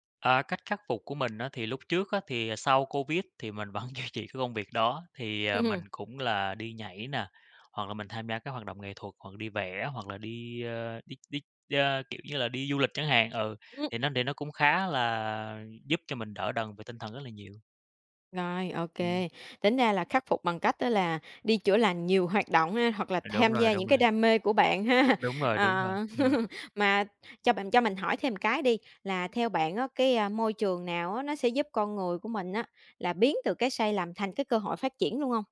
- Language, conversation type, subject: Vietnamese, podcast, Bạn có thể kể về một quyết định sai của mình nhưng lại dẫn đến một cơ hội tốt hơn không?
- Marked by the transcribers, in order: tapping; laughing while speaking: "vẫn duy trì"; laugh; laughing while speaking: "ha?"; laugh